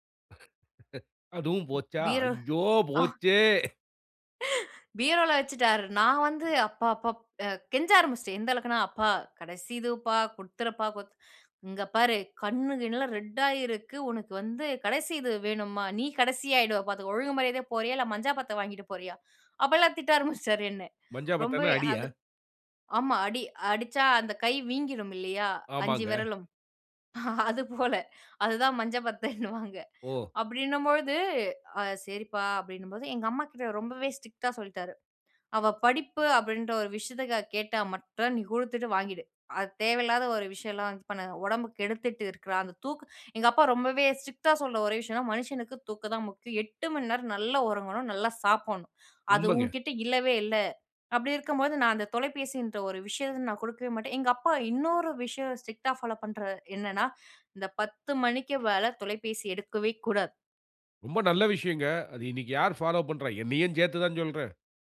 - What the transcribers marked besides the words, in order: laughing while speaking: "அதுவும் போச்சா? ஐயோ போச்சே!"; other background noise; laugh; other noise; laughing while speaking: "அது போல. அதுதான் மஞ்சள் பத்தன்வாங்க"; inhale
- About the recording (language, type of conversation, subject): Tamil, podcast, நள்ளிரவிலும் குடும்ப நேரத்திலும் நீங்கள் தொலைபேசியை ஓரமாக வைத்து விடுவீர்களா, இல்லையெனில் ஏன்?